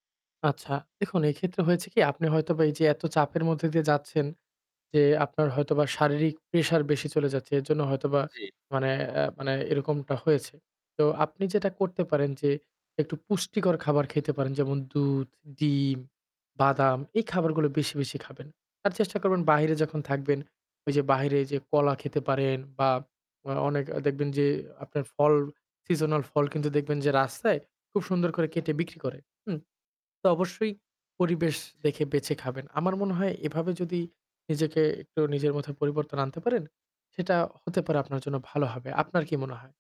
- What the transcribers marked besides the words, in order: other background noise; static
- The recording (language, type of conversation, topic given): Bengali, advice, রাতে ঘুম না হওয়া ও ক্রমাগত চিন্তা আপনাকে কীভাবে প্রভাবিত করছে?